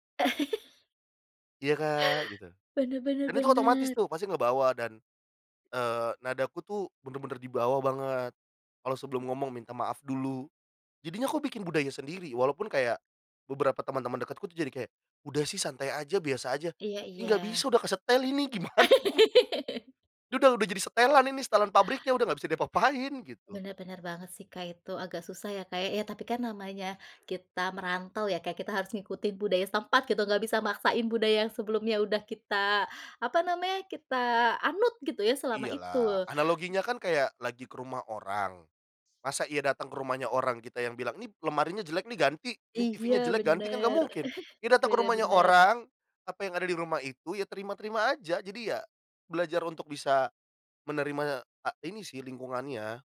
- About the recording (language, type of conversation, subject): Indonesian, podcast, Bisakah kamu menceritakan pengalaman ketika bahasa tubuhmu disalahpahami?
- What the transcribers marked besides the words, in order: chuckle; put-on voice: "Iya, Kak"; other background noise; laugh; tapping; laughing while speaking: "Gimana?"; chuckle